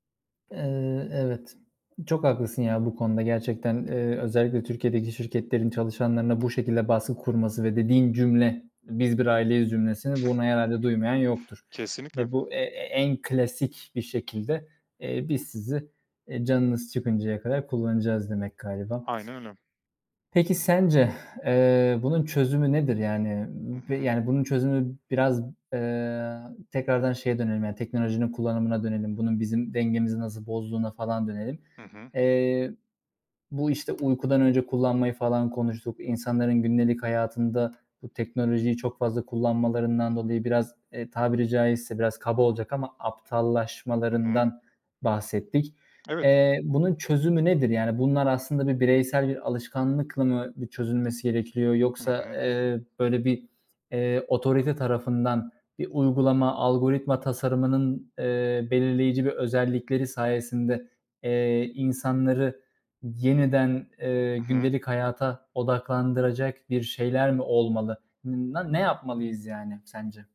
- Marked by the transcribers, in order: other noise; other background noise; tapping; exhale
- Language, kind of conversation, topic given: Turkish, podcast, Teknoloji kullanımı dengemizi nasıl bozuyor?